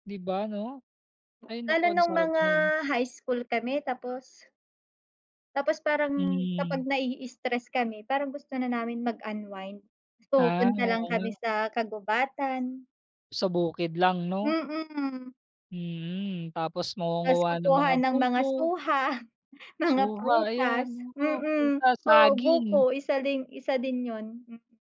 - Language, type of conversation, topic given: Filipino, unstructured, Bakit sa tingin mo mas masaya ang buhay kapag malapit ka sa kalikasan?
- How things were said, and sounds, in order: chuckle